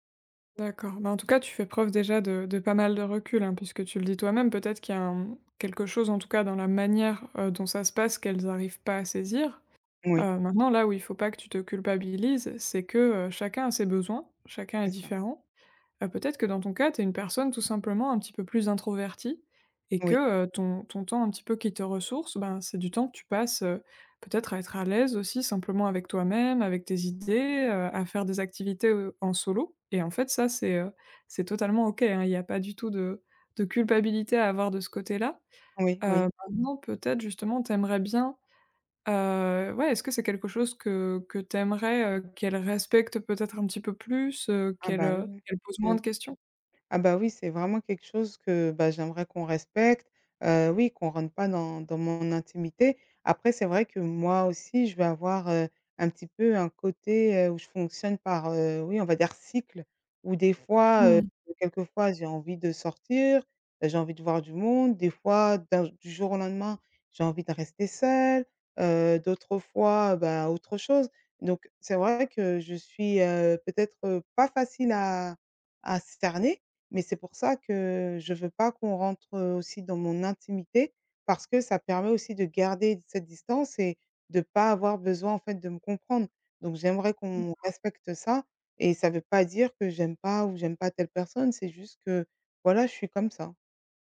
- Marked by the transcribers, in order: stressed: "seule"
- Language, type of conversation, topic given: French, advice, Comment puis-je refuser des invitations sociales sans me sentir jugé ?